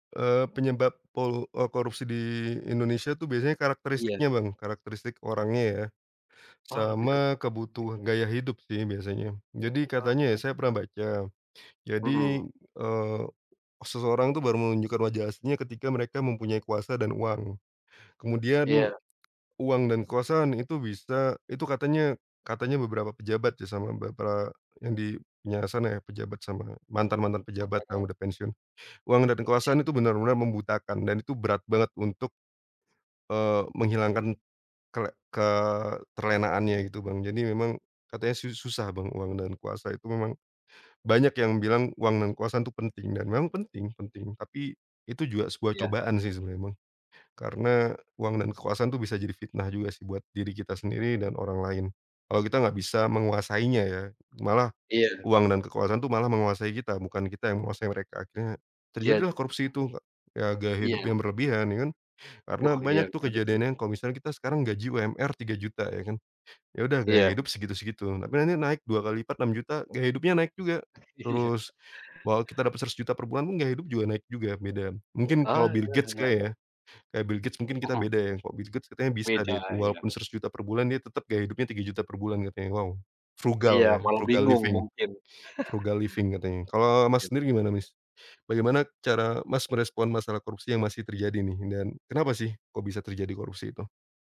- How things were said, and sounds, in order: lip smack; "beberapa" said as "bapra"; other background noise; "kekuasaan" said as "kuasan"; laughing while speaking: "Iya"; in English: "Frugal"; in English: "frugal living, frugal living"; chuckle
- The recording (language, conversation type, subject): Indonesian, unstructured, Bagaimana kamu menanggapi masalah korupsi yang masih terjadi?